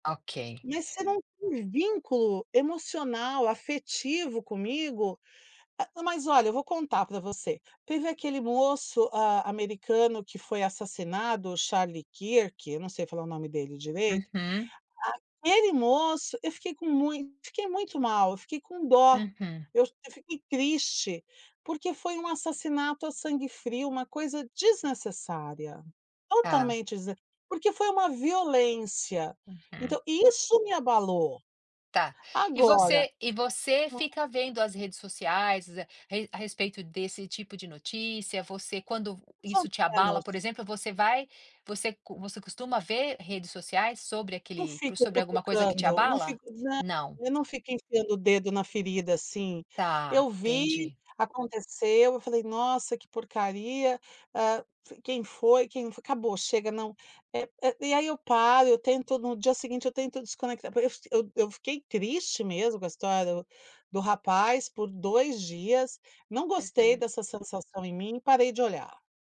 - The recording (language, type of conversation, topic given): Portuguese, podcast, Qual é a relação entre fama digital e saúde mental hoje?
- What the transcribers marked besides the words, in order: other background noise; tapping